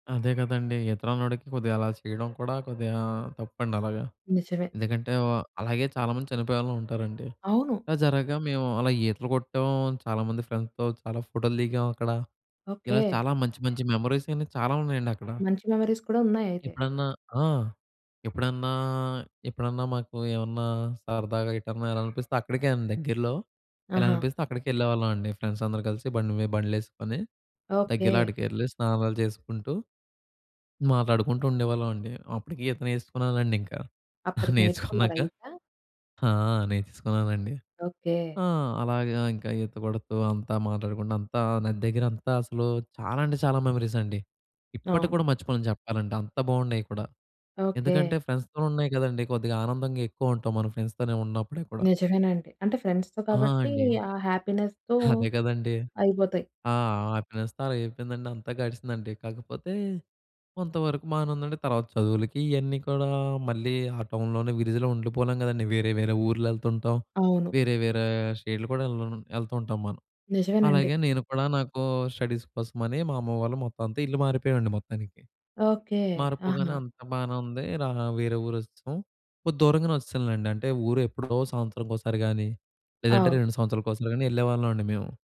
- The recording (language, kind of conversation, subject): Telugu, podcast, నది ఒడ్డున నిలిచినప్పుడు మీకు గుర్తొచ్చిన ప్రత్యేక క్షణం ఏది?
- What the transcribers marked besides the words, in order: other background noise; in English: "ఫ్రెండ్స్‌తో"; in English: "మెమోరీస్"; in English: "మెమోరీస్"; in English: "ఫ్రెండ్స్"; chuckle; in English: "మెమోరీస్"; in English: "ఫ్రెండ్స్‌తో"; in English: "ఫ్రెండ్స్‌తో"; in English: "ఫ్రెండ్స్‌తో"; in English: "హ్యాపీనెస్‌తో"; in English: "హ్యాపీనెస్‌తో"; in English: "టౌన్‌లోనే విలేజ్‌లో"; in English: "స్టడీస్"